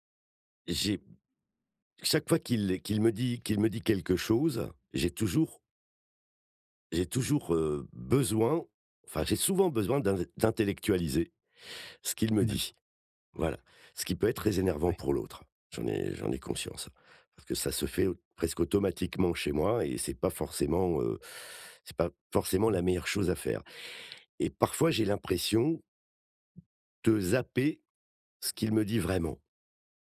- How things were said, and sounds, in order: other background noise
- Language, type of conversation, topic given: French, advice, Comment puis-je m’assurer que l’autre se sent vraiment entendu ?
- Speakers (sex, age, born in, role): male, 40-44, France, advisor; male, 55-59, France, user